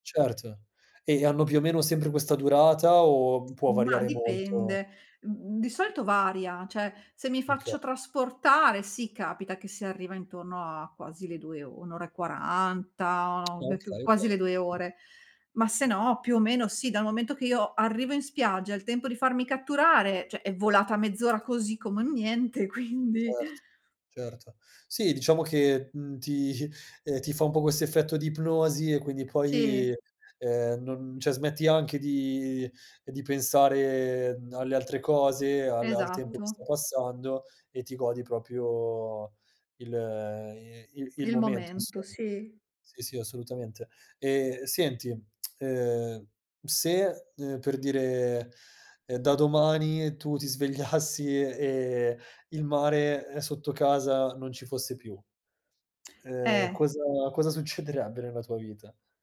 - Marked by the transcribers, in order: "cioè" said as "ceh"; laughing while speaking: "svegliassi"
- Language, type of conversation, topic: Italian, podcast, Che attività ti fa perdere la nozione del tempo?